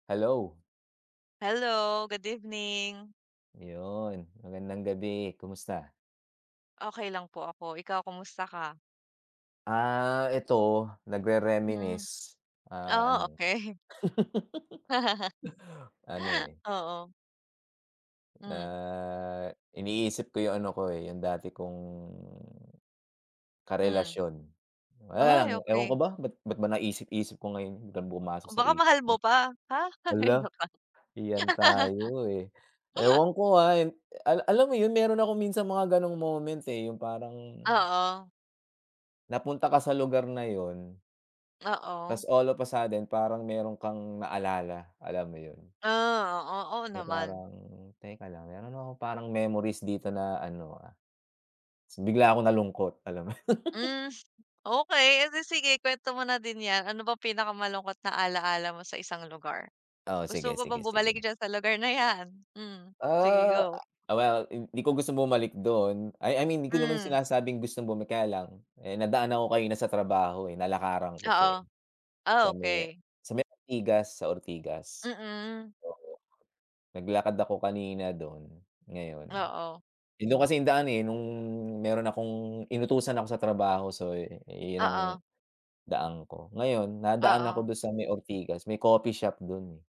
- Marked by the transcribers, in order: laughing while speaking: "okey"; laugh; laugh; laughing while speaking: "mo yun"; laugh; tapping
- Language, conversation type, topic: Filipino, unstructured, Ano ang pinakamalungkot mong alaala sa isang lugar na gusto mong balikan?